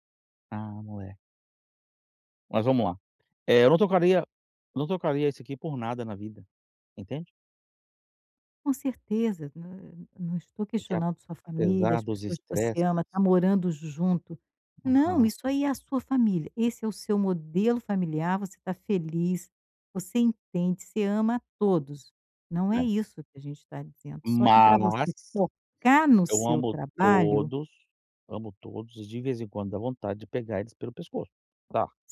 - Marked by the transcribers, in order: tapping; drawn out: "Mas"
- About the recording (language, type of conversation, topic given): Portuguese, advice, Como posso me concentrar em uma única tarefa por vez?